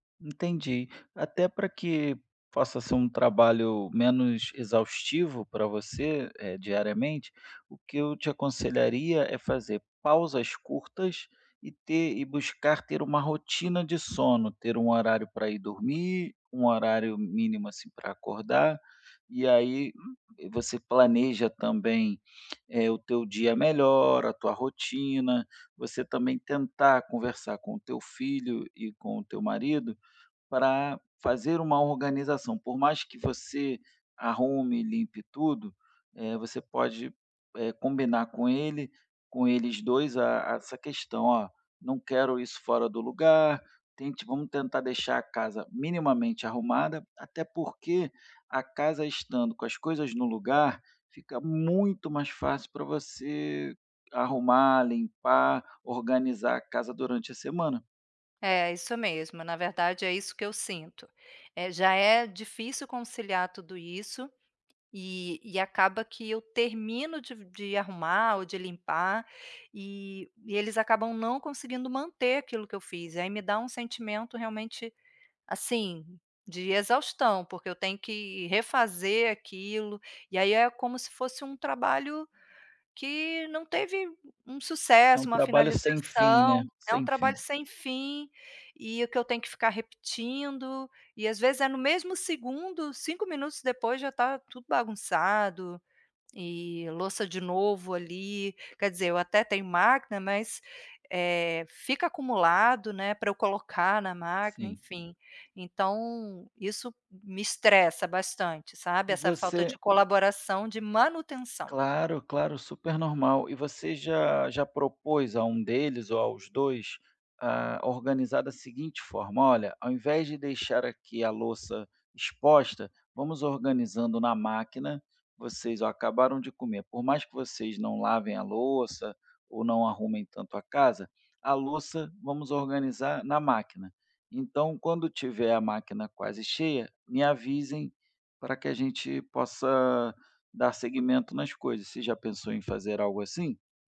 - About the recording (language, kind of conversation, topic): Portuguese, advice, Equilíbrio entre descanso e responsabilidades
- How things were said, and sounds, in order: tapping; other background noise